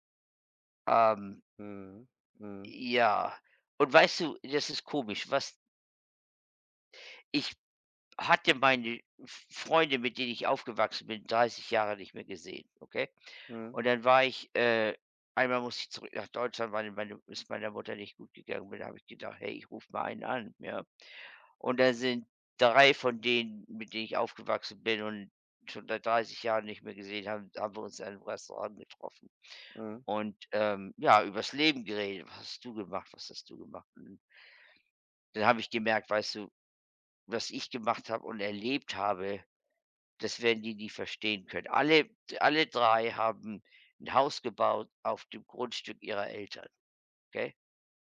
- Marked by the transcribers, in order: none
- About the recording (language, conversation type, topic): German, unstructured, Was motiviert dich, deine Träume zu verfolgen?